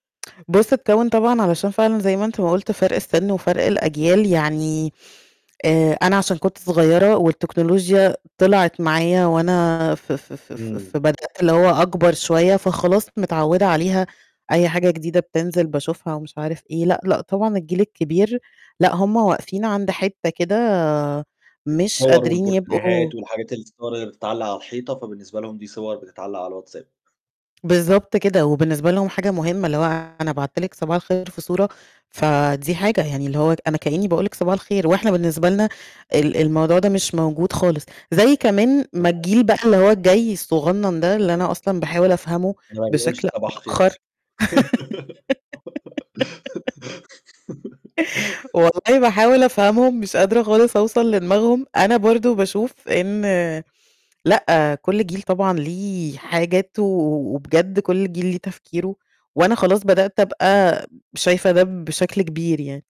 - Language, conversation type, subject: Arabic, podcast, بتحس إن الموبايل بيأثر على علاقاتك إزاي؟
- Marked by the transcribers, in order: tapping; in English: "والبورتريهات"; distorted speech; giggle; unintelligible speech